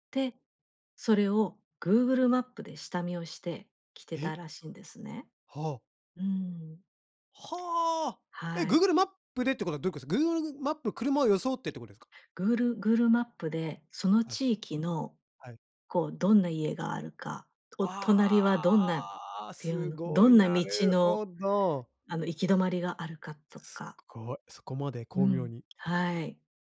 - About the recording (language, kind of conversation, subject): Japanese, podcast, どうやって失敗を乗り越えましたか？
- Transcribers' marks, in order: "Googleマップ" said as "グールマップ"